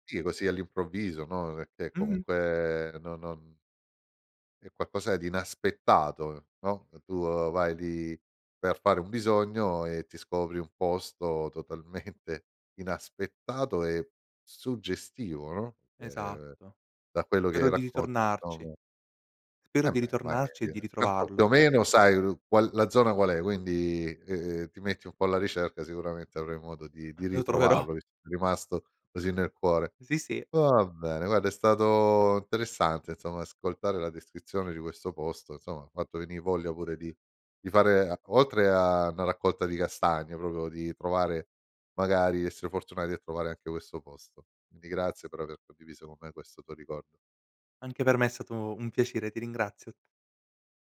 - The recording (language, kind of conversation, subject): Italian, podcast, Raccontami un’esperienza in cui la natura ti ha sorpreso all’improvviso?
- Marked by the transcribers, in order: "perché" said as "pecchè"; laughing while speaking: "totalmente"; unintelligible speech; laughing while speaking: "troverò"; "insomma" said as "nsomma"; "proprio" said as "propio"; "Quindi" said as "indi"; tapping